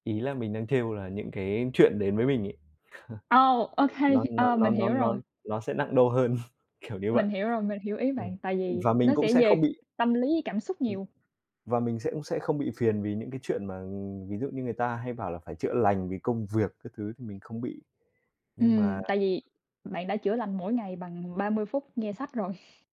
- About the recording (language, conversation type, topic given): Vietnamese, unstructured, Bạn thích đọc sách giấy hay sách điện tử hơn?
- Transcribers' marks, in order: other background noise; chuckle; chuckle; tapping; chuckle